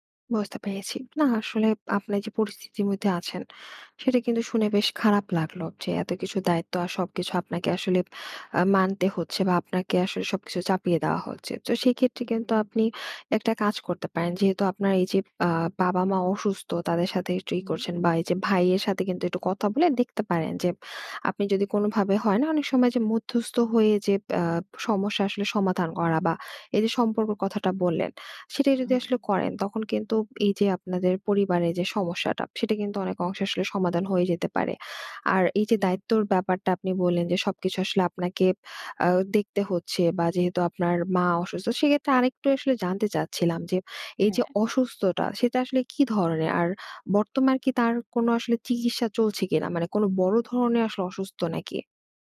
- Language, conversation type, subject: Bengali, advice, পরিবারের বড়জন অসুস্থ হলে তাঁর দেখভালের দায়িত্ব আপনি কীভাবে নেবেন?
- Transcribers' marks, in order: tapping